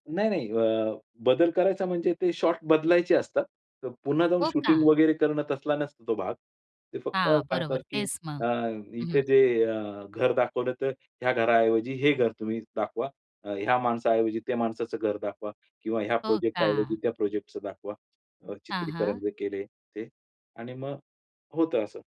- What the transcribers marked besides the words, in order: tapping; other background noise
- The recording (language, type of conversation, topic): Marathi, podcast, तुमची सर्जनशील प्रक्रिया साधारणपणे कशी असते?